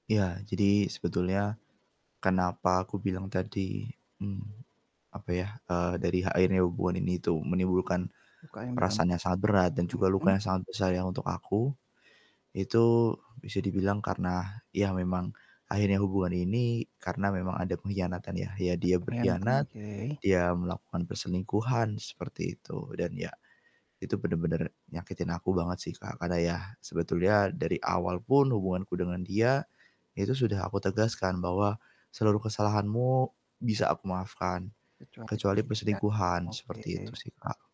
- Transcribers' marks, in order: static; distorted speech; other background noise
- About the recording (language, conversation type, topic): Indonesian, advice, Bagaimana caranya melepaskan masa lalu agar bisa memulai hidup baru dengan lebih tenang?